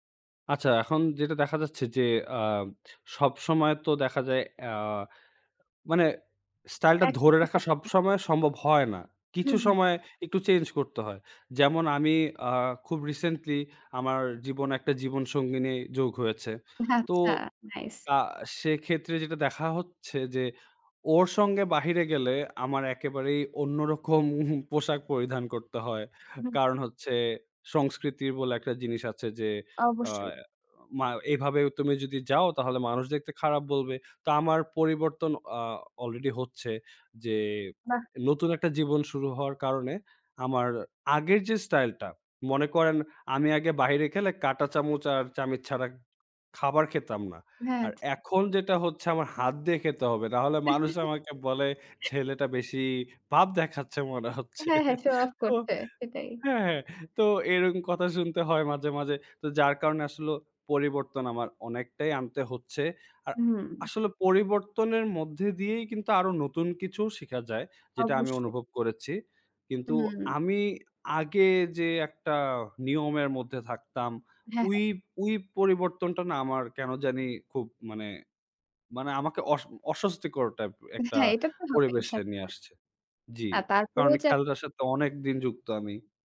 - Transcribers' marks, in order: unintelligible speech; in English: "রিসেন্টলি"; laughing while speaking: "আচ্ছা"; laughing while speaking: "অন্যরকম"; in English: "অলরেডি"; chuckle; in English: "শো অফ"; chuckle; other background noise; "ঐ-" said as "উই"; "ঐ" said as "উই"
- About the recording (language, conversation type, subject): Bengali, podcast, কোন অভিজ্ঞতা তোমার ব্যক্তিগত স্টাইল গড়তে সবচেয়ে বড় ভূমিকা রেখেছে?